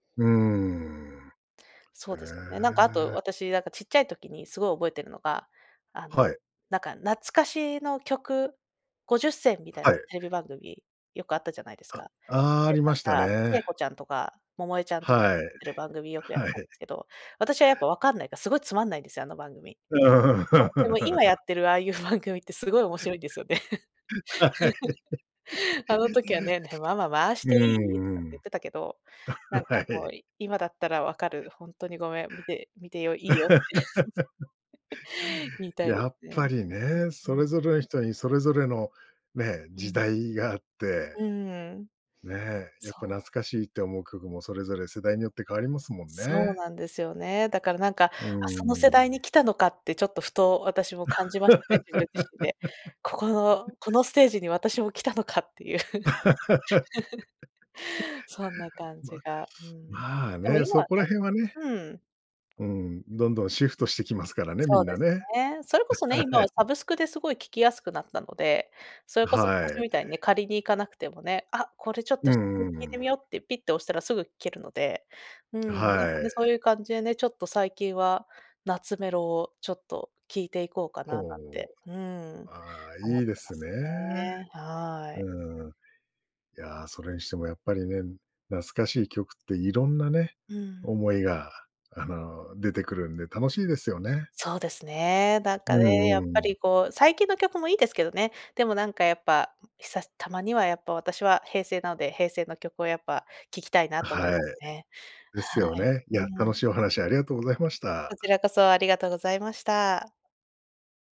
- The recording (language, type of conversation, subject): Japanese, podcast, 懐かしい曲を聴くとどんな気持ちになりますか？
- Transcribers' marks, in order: laughing while speaking: "うーん"; laughing while speaking: "はい"; tapping; chuckle; laughing while speaking: "あ、はい"; laugh; laugh; laugh; laugh; laugh; laughing while speaking: "はい"; other background noise